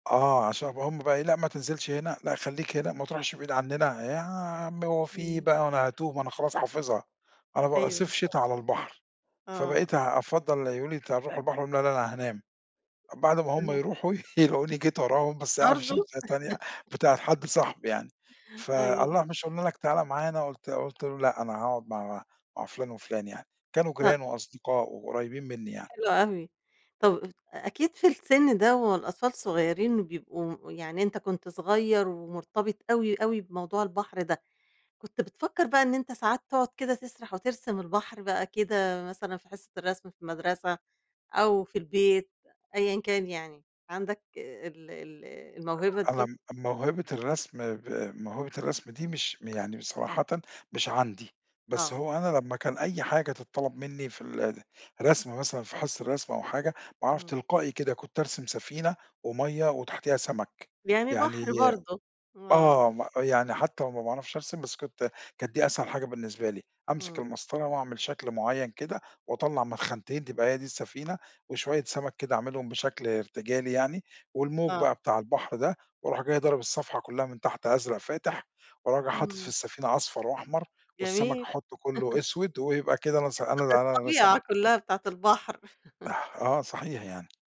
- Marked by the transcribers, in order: tapping; other background noise; unintelligible speech; laughing while speaking: "يلاقوني"; chuckle; laugh; laugh; laugh
- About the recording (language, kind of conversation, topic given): Arabic, podcast, إحكيلي عن مكان طبيعي أثّر فيك؟